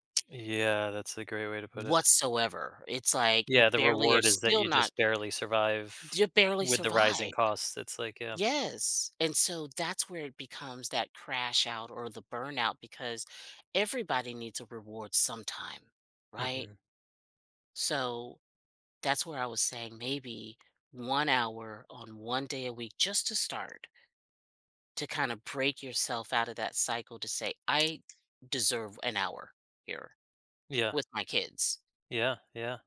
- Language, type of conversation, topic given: English, advice, How can I make my daily routine more joyful?
- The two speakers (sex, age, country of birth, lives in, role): female, 55-59, United States, United States, advisor; male, 35-39, United States, United States, user
- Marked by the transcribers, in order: other background noise